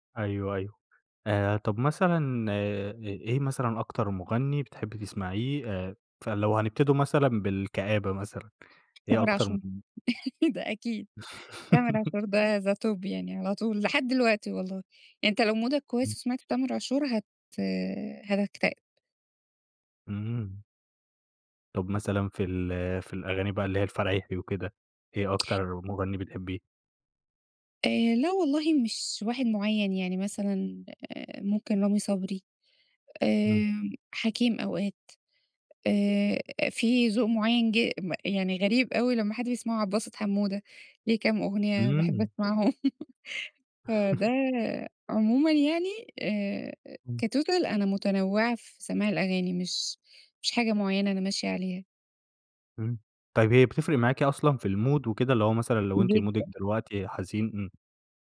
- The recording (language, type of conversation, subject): Arabic, podcast, إيه أول أغنية خلتك تحب الموسيقى؟
- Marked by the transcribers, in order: unintelligible speech; laugh; laughing while speaking: "ده أكيد"; laugh; in English: "the top"; in English: "مودك"; tapping; laugh; in English: "كtotal"; in English: "المود"; other background noise; in English: "مودِك"